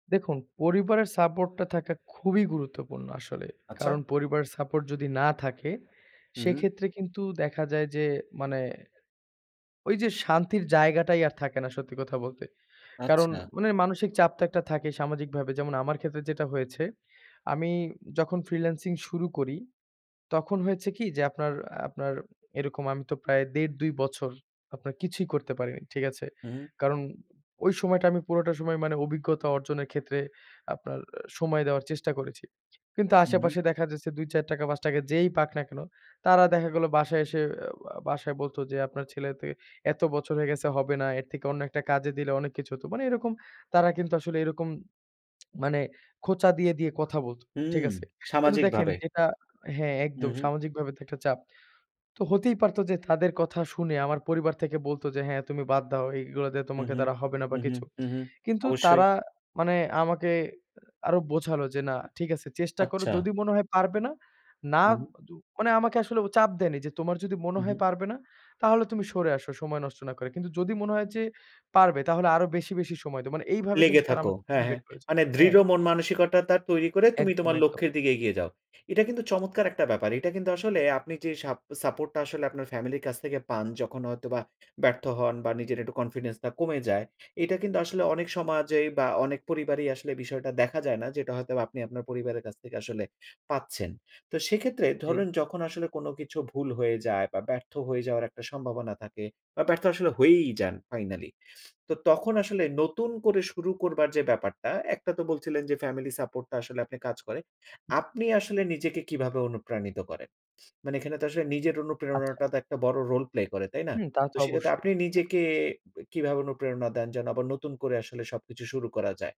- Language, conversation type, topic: Bengali, podcast, শেখার সময় ভুলকে তুমি কীভাবে দেখো?
- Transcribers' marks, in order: lip smack; other background noise